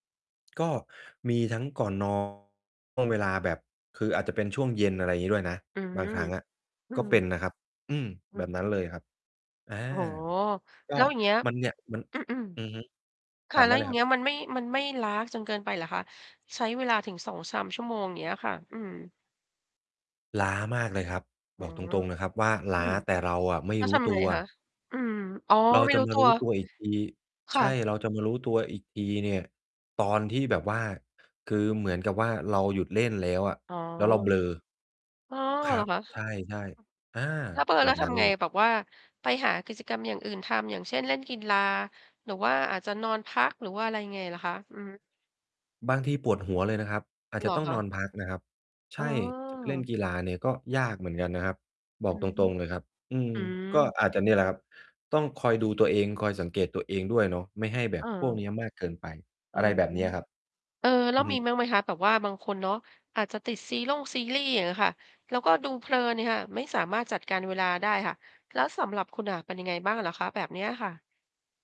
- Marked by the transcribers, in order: distorted speech; other background noise; mechanical hum
- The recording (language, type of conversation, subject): Thai, podcast, คุณจัดการเวลาอยู่บนโลกออนไลน์ของตัวเองจริงๆ ยังไงบ้าง?